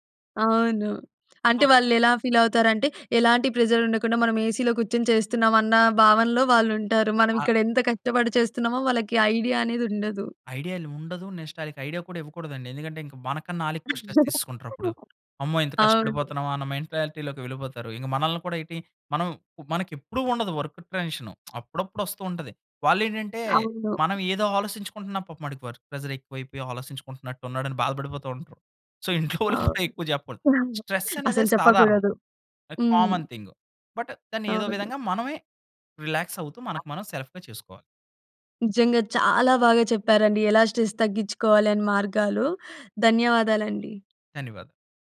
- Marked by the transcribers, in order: other background noise; in English: "సో"; in English: "ఏసీలో"; in English: "నెక్స్ట్"; laugh; in English: "స్ట్రెస్"; in English: "మెంటాలిటీలోకి"; lip smack; in English: "వర్క్"; in English: "సో"; giggle; laughing while speaking: "వోళ్ళుకు కూడా"; in English: "కామన్"; in English: "బట్"; in English: "సెల్ఫ్‌గా"; in English: "స్ట్రెస్"; tapping
- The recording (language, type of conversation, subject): Telugu, podcast, ఒత్తిడిని తగ్గించుకోవడానికి మీరు సాధారణంగా ఏ మార్గాలు అనుసరిస్తారు?